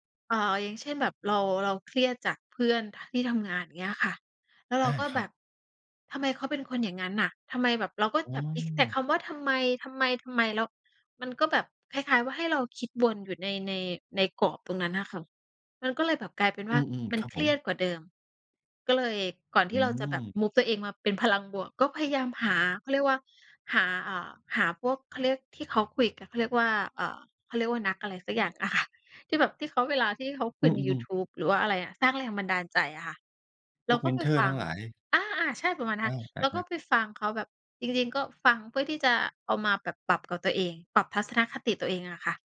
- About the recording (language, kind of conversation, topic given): Thai, podcast, เวลาเจอสถานการณ์แย่ๆ คุณมักถามตัวเองว่าอะไร?
- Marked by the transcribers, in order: in English: "move"; laughing while speaking: "ค่ะ"; other background noise